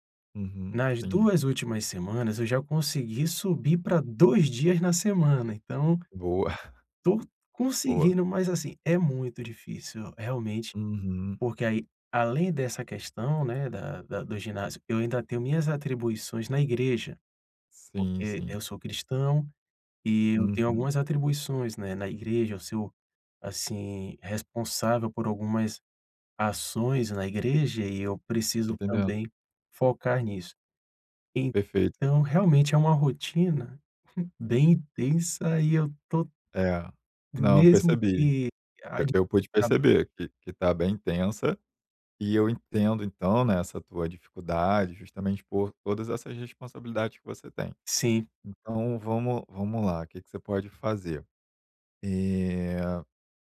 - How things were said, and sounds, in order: chuckle; chuckle; unintelligible speech
- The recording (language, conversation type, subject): Portuguese, advice, Como posso estabelecer limites entre o trabalho e a vida pessoal?
- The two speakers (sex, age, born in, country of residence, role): male, 35-39, Brazil, Germany, advisor; male, 40-44, Brazil, Portugal, user